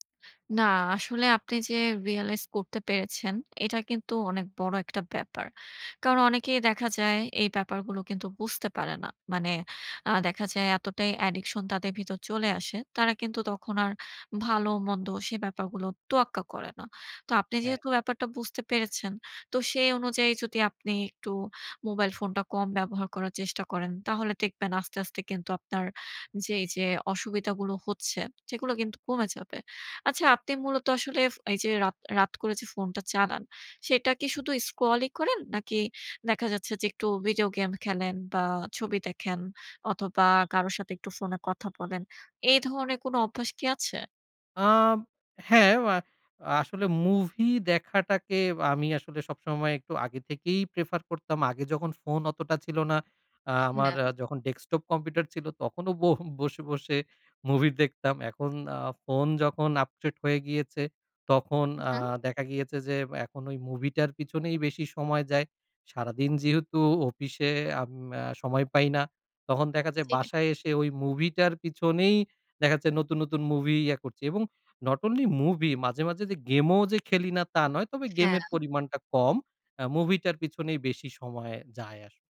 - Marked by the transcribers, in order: in English: "রিয়ালাইজ"; in English: "অ্যাডিকশন"; whistle; in English: "প্রেফার"; laughing while speaking: "বোহ বসে, বসে মুভি দেখতাম"; in English: "নট অনলি"
- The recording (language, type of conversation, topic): Bengali, advice, রাতে ফোন ব্যবহার কমিয়ে ঘুম ঠিক করার চেষ্টা বারবার ব্যর্থ হওয়ার কারণ কী হতে পারে?